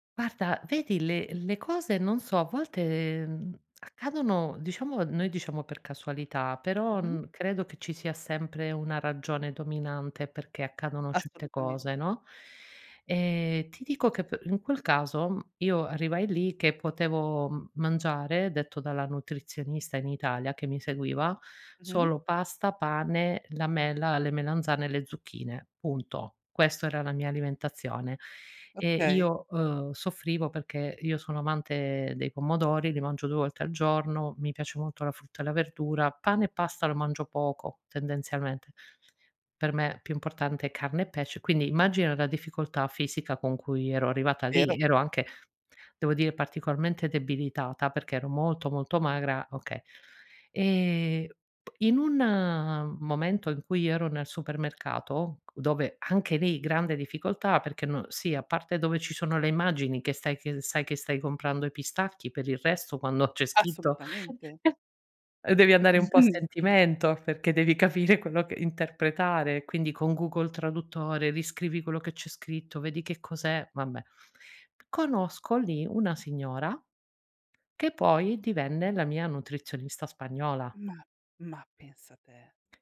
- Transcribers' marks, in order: other background noise; lip smack; "scritto" said as "schitto"; chuckle; laughing while speaking: "Mh-mh"; laughing while speaking: "capire"
- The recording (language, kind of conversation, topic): Italian, podcast, Qual è stata una sfida che ti ha fatto crescere?